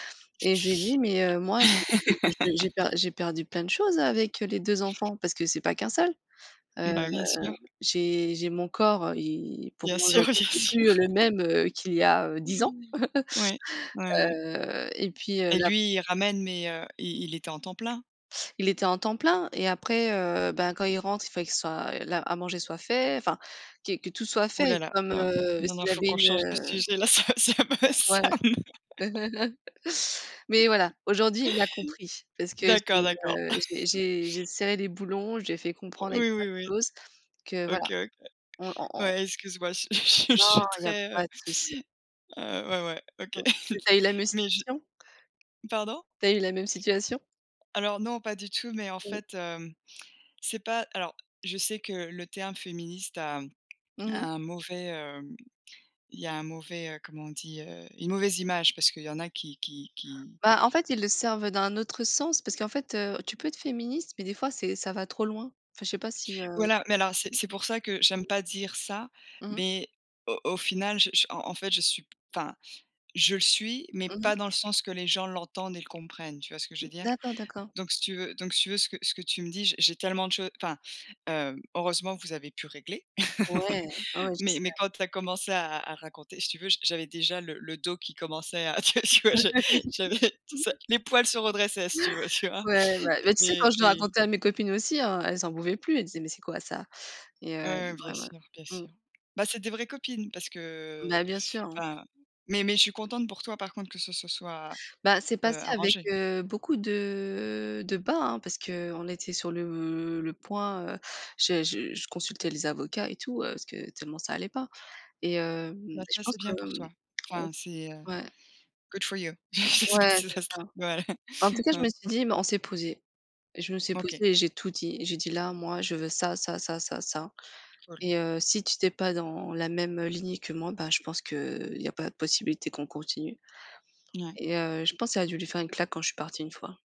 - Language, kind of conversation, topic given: French, unstructured, Quelle est la plus grande leçon que vous avez apprise sur l’importance du repos ?
- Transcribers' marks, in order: tapping; laugh; laughing while speaking: "bien sûr"; chuckle; laugh; laugh; laughing while speaking: "ça me ça me"; laugh; laugh; laughing while speaking: "Oui oui oui. OK OK … ouais ouais OK"; other background noise; laugh; laugh; laughing while speaking: "tu vois tu vois ?"; drawn out: "de"; drawn out: "le"; put-on voice: "good for you"; laugh; laughing while speaking: "Je sais pas si ça se tradu"